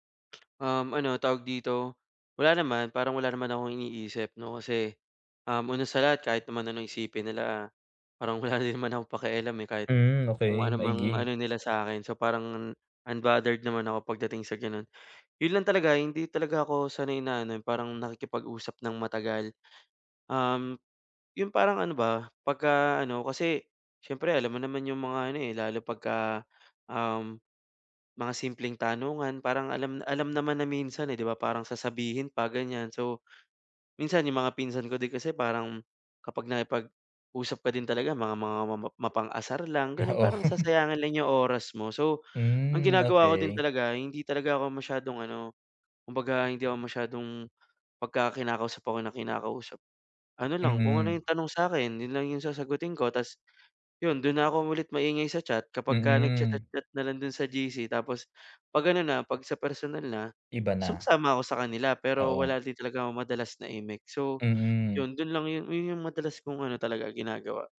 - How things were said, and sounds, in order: laugh
- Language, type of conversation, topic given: Filipino, advice, Paano ako makikisalamuha sa mga handaan nang hindi masyadong naiilang o kinakabahan?